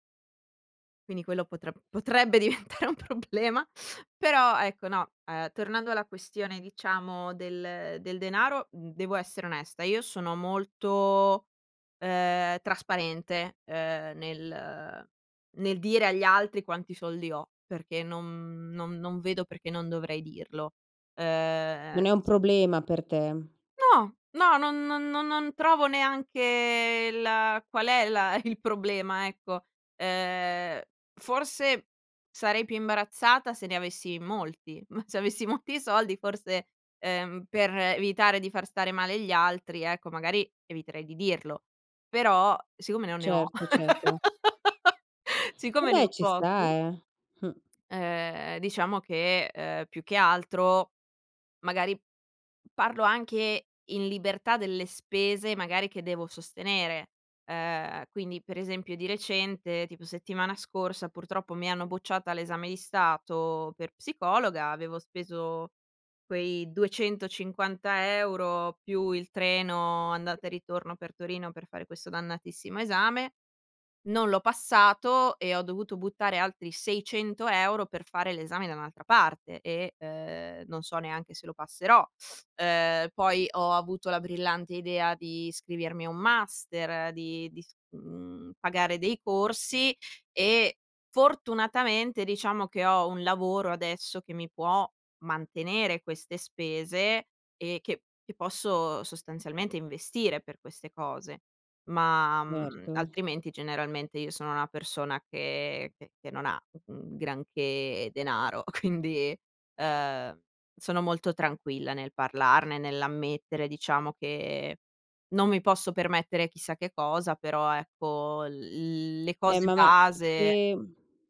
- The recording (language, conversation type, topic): Italian, podcast, Come parli di denaro e limiti economici senza imbarazzo?
- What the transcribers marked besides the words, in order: other background noise; stressed: "potrebbe"; laughing while speaking: "diventare un problema"; laughing while speaking: "il"; laugh; chuckle; tapping; teeth sucking; laughing while speaking: "quindi"; drawn out: "l"